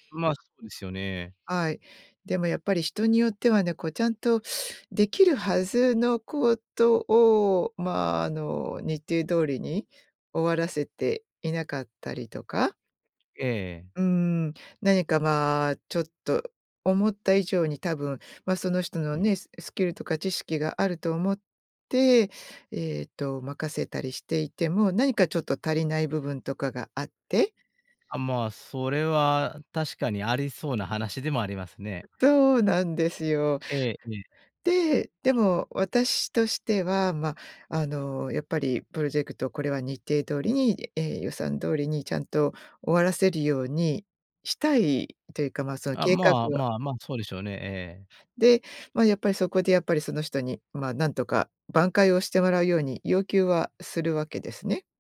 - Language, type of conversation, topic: Japanese, podcast, 完璧主義を手放すコツはありますか？
- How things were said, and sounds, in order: other background noise